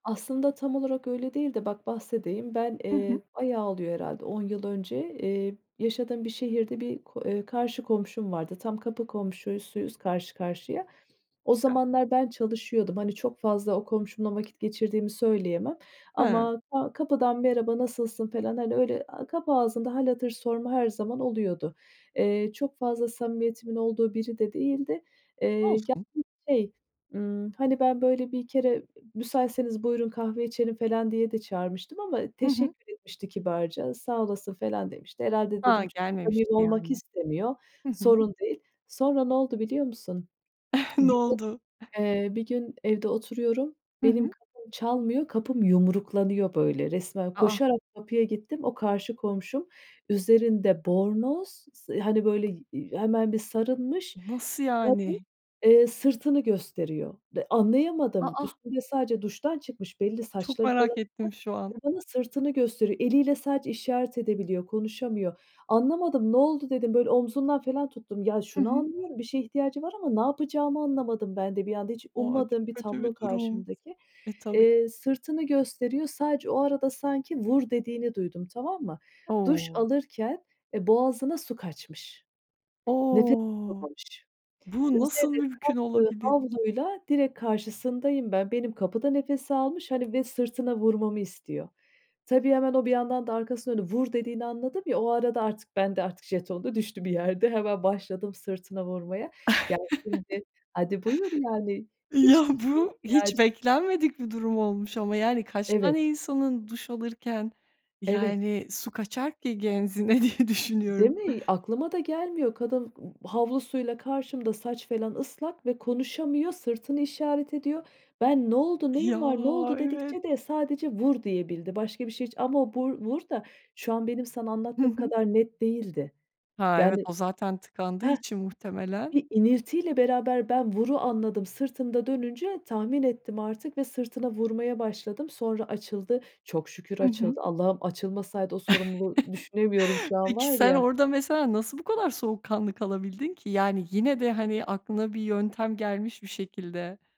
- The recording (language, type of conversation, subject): Turkish, podcast, Komşuluk ilişkileri kültürünüzde nasıl bir yer tutuyor?
- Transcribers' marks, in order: other background noise; tapping; chuckle; unintelligible speech; chuckle; chuckle